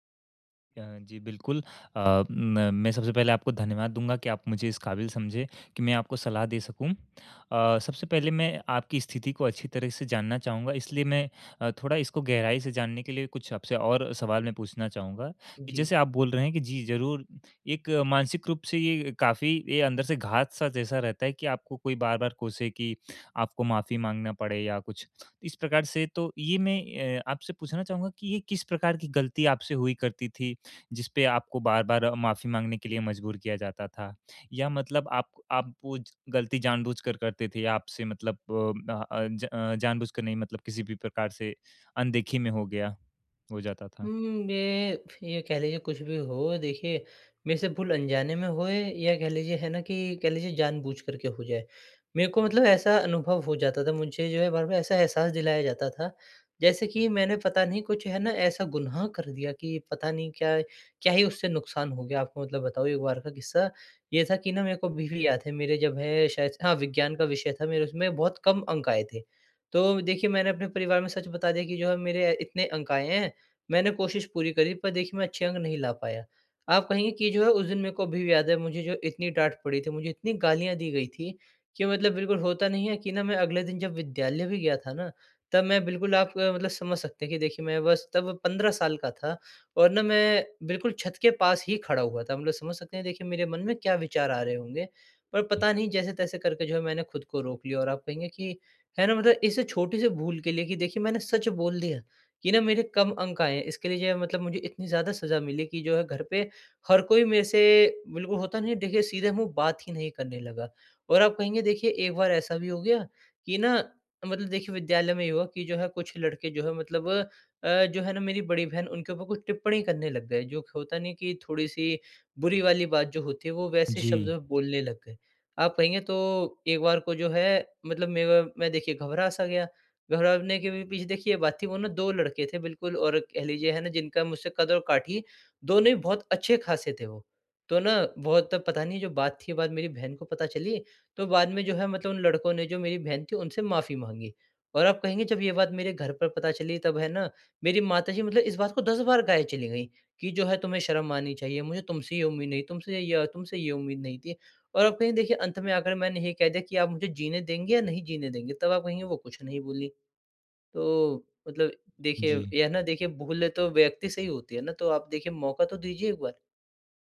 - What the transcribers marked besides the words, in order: none
- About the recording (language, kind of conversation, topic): Hindi, advice, मुझे अपनी गलती मानने में कठिनाई होती है—मैं सच्ची माफी कैसे मांगूँ?